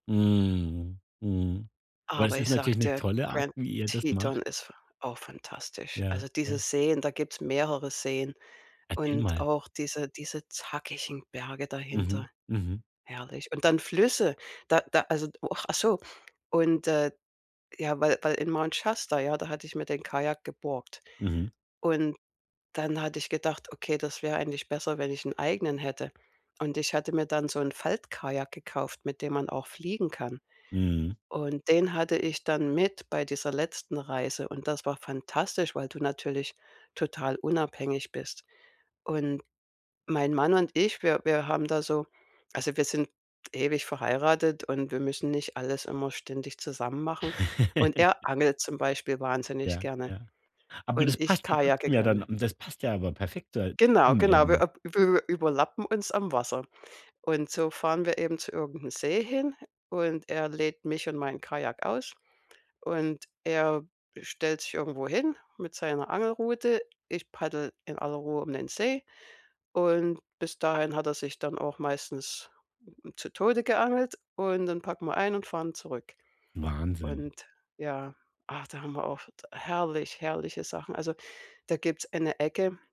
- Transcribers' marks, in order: chuckle
- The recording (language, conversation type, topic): German, podcast, Welche Reise in die Natur hat dich tief berührt?